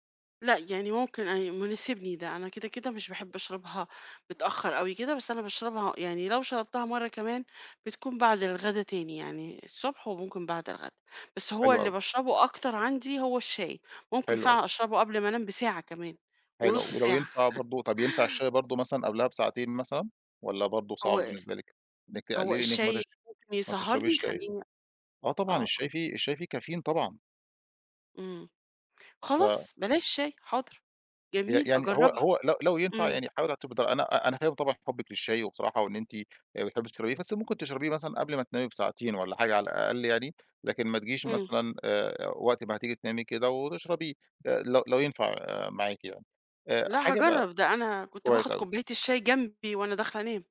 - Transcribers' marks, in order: chuckle; unintelligible speech
- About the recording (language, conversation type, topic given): Arabic, advice, ليه بصحى تعبان رغم إني بنام وقت كفاية؟